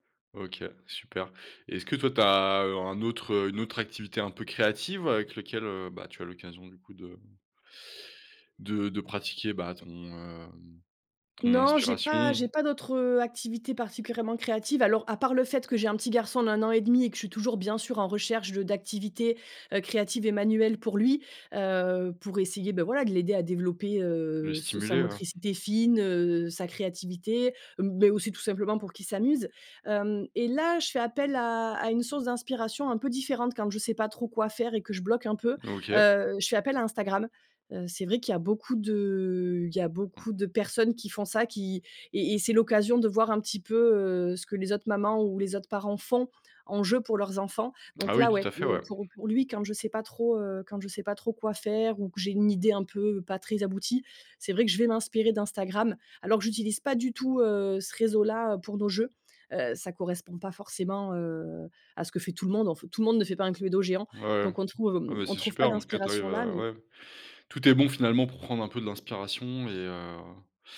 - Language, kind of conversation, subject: French, podcast, Comment dépasses-tu concrètement un blocage créatif ?
- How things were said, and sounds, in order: drawn out: "hem"; "particulièrement" said as "particurément"